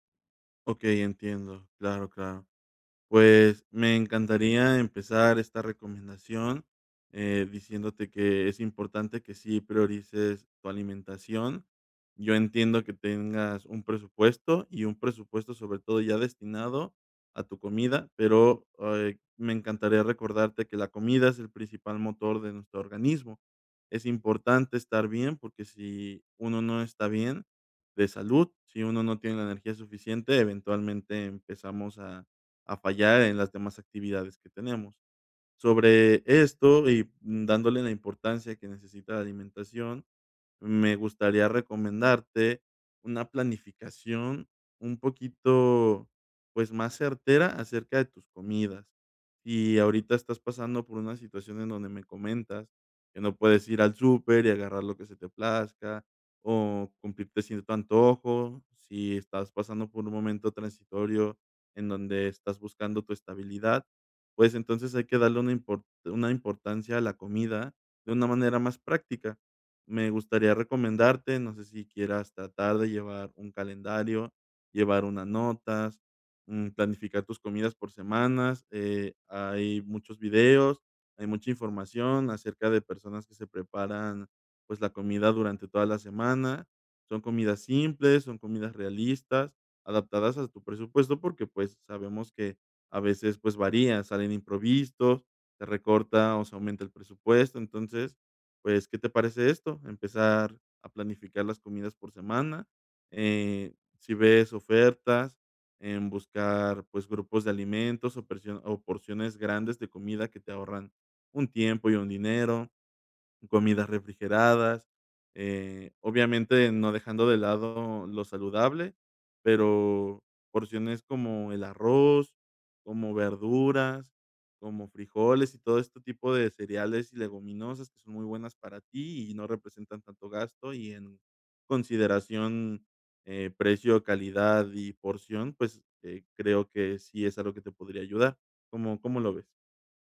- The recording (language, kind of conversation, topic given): Spanish, advice, ¿Cómo puedo comer más saludable con un presupuesto limitado?
- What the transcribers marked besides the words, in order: none